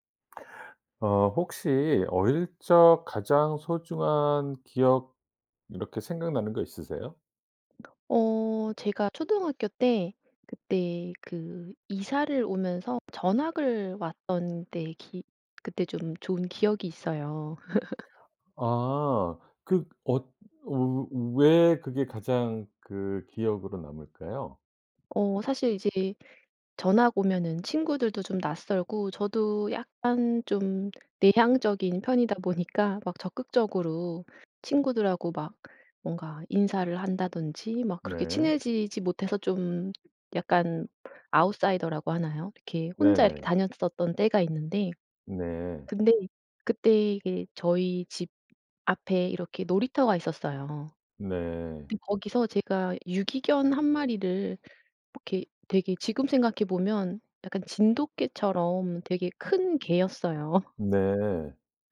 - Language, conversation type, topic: Korean, podcast, 어릴 때 가장 소중했던 기억은 무엇인가요?
- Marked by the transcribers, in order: other background noise; laugh; tapping; laughing while speaking: "개였어요"